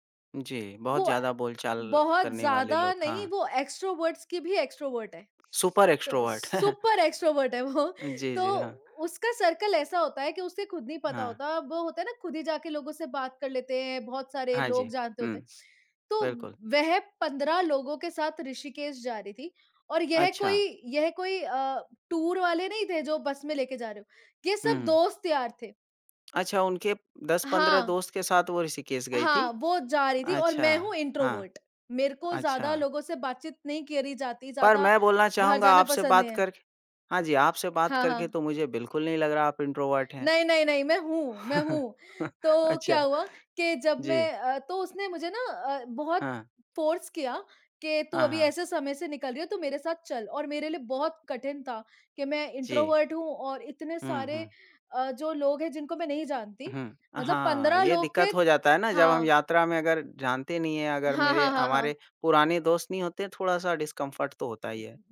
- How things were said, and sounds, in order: in English: "एक्स्ट्रोवर्टस"; in English: "एक्स्ट्रोवर्ट"; in English: "सुपर एक्स्ट्रोवर्ट"; in English: "सुपर एक्स्ट्रोवर्ट"; chuckle; laughing while speaking: "है वो"; in English: "सर्कल"; in English: "टूर"; in English: "इन्ट्रोवर्ट"; in English: "इन्ट्रोवर्ट"; chuckle; in English: "फोर्स"; in English: "इन्ट्रोवर्ट"; in English: "डिसकम्फर्ट"
- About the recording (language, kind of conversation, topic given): Hindi, unstructured, यात्रा के दौरान आपको कौन-सी यादें सबसे खास लगती हैं?